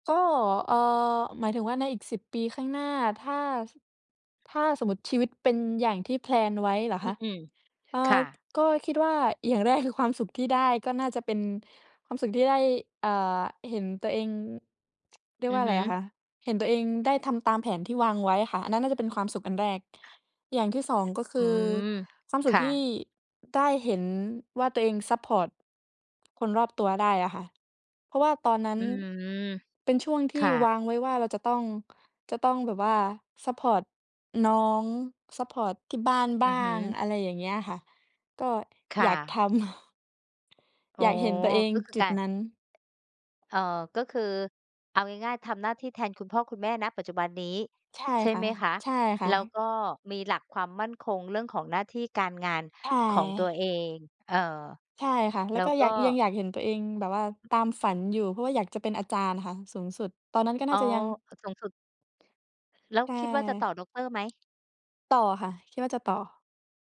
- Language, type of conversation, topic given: Thai, unstructured, คุณอยากให้ชีวิตของคุณเปลี่ยนแปลงไปอย่างไรในอีกสิบปีข้างหน้า?
- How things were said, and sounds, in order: other background noise; in English: "แพลน"; tapping; chuckle